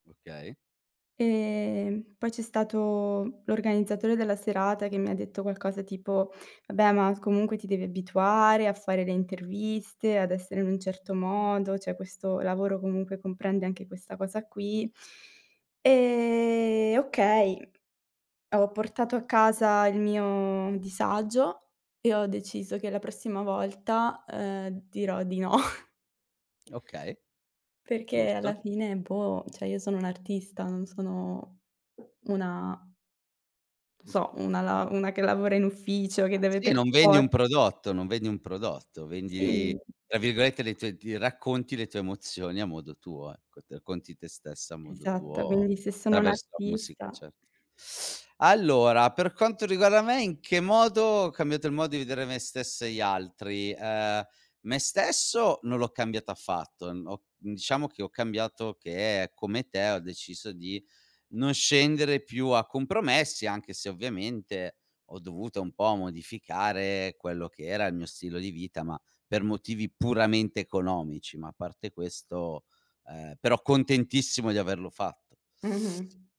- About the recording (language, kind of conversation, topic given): Italian, unstructured, Qual è una lezione importante che hai imparato nella vita?
- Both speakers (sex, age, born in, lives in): female, 25-29, Italy, Italy; male, 35-39, Italy, Italy
- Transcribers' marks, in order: "cioè" said as "ceh"; chuckle; tapping; "cioè" said as "ceh"; other background noise